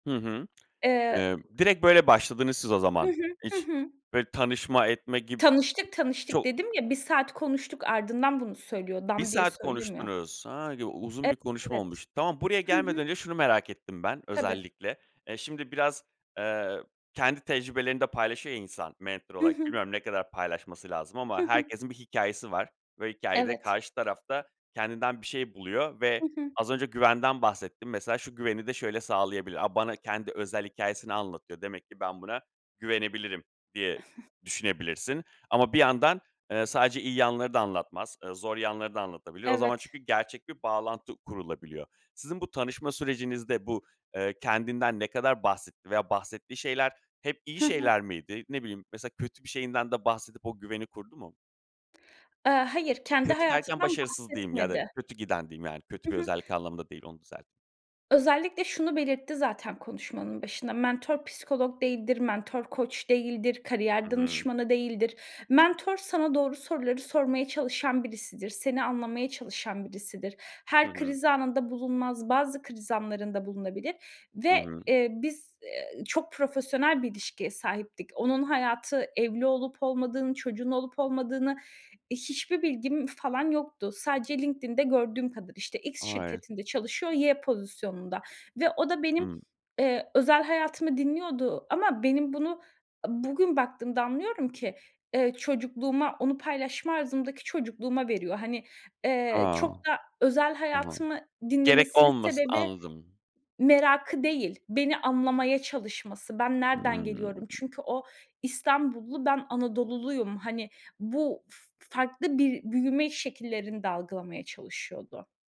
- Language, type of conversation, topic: Turkish, podcast, Sence iyi bir mentör nasıl olmalı?
- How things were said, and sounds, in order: lip smack; other background noise; tapping; chuckle